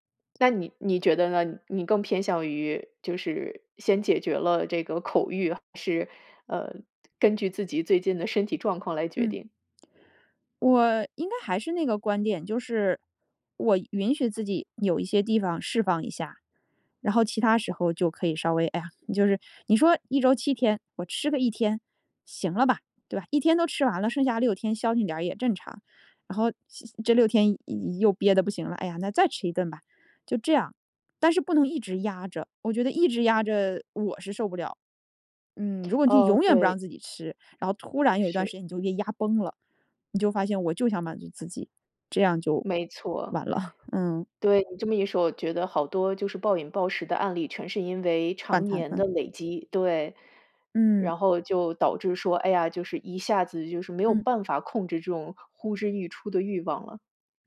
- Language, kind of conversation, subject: Chinese, podcast, 你怎样教自己延迟满足？
- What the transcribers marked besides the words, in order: laughing while speaking: "完了"